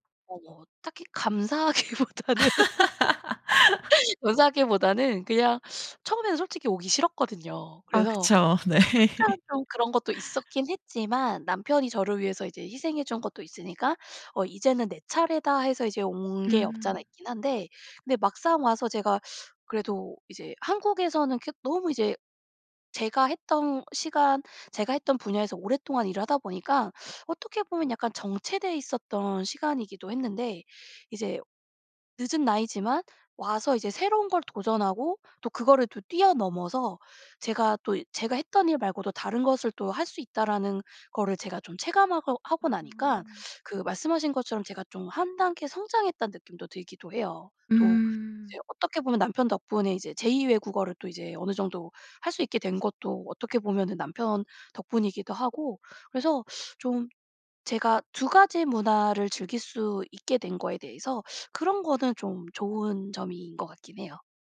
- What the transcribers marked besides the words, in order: other background noise; laughing while speaking: "감사하기보다는"; laugh; laughing while speaking: "네"; laugh
- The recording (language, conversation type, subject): Korean, podcast, 어떤 만남이 인생을 완전히 바꿨나요?